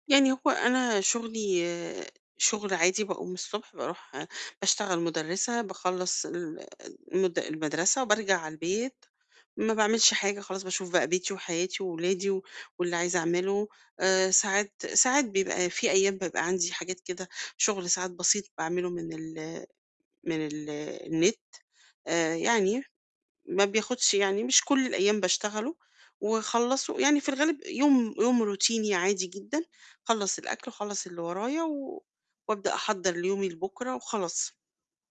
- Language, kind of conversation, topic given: Arabic, advice, إزاي أفرق ببساطة بين إحساس التعب والإرهاق النفسي؟
- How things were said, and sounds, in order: in English: "روتيني"